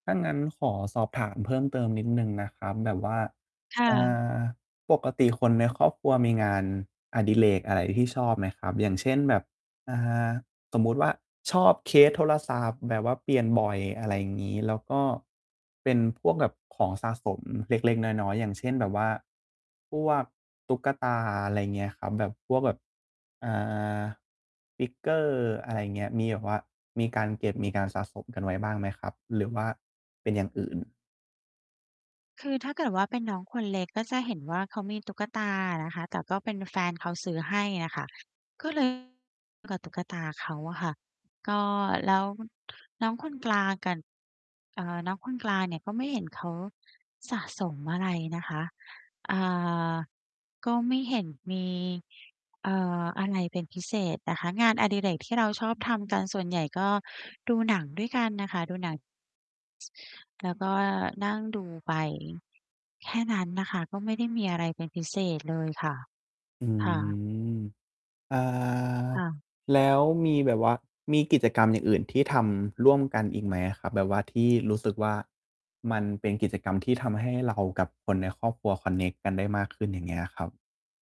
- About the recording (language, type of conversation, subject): Thai, advice, ควรตั้งงบประมาณเท่าไรถึงจะเลือกของขวัญที่คนรับถูกใจได้?
- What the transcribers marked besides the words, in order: tapping; distorted speech; other background noise